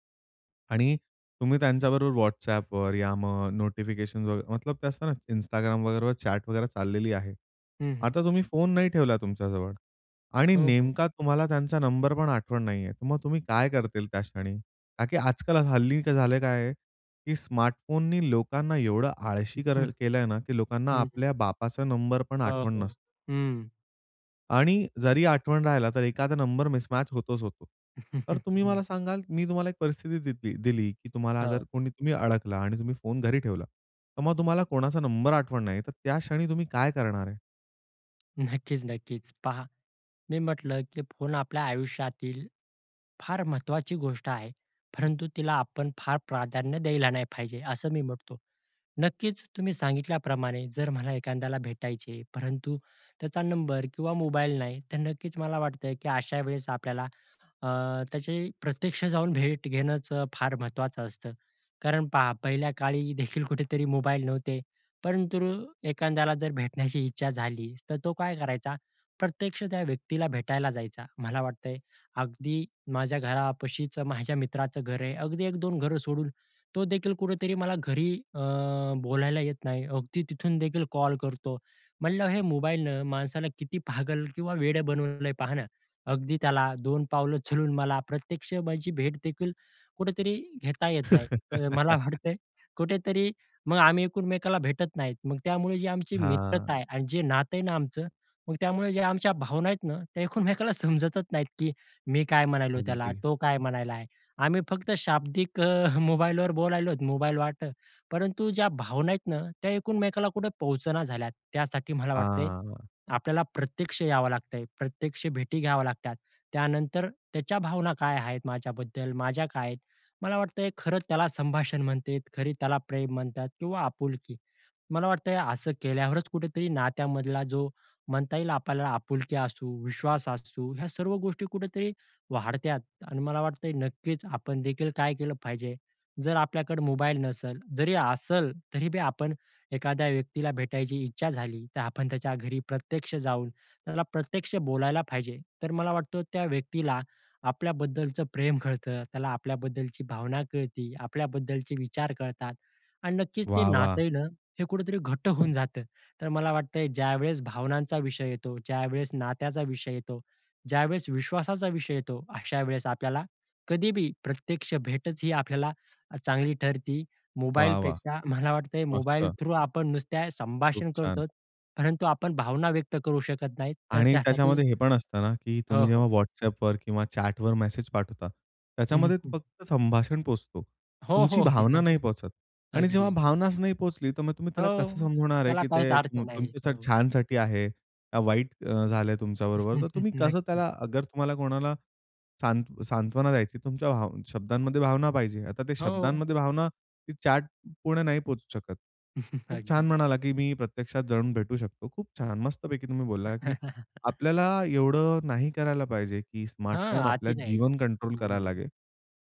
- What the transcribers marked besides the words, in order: in English: "चॅट"; chuckle; in English: "मिसमॅच"; chuckle; tapping; laughing while speaking: "नक्कीच नक्कीच"; laughing while speaking: "चालून"; laughing while speaking: "मला वाटत"; "एकमेकानां" said as "एकुनमेकाला"; chuckle; "एकमेकानां" said as "एकुनमेकाला"; laughing while speaking: "शाब्दिक"; "एकमेकानां" said as "एकुनमेकाला"; laughing while speaking: "मला वाटतंय"; laughing while speaking: "मला वाटतंय"; laughing while speaking: "प्रेम कळतं"; laughing while speaking: "मला वाटतं"; in English: "थ्रू"; in English: "चॅटवर"; laughing while speaking: "अगदी, अगदी"; chuckle; in English: "चॅट"; chuckle; chuckle
- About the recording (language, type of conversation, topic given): Marathi, podcast, स्मार्टफोन नसेल तर तुमचा दिवस कसा जाईल?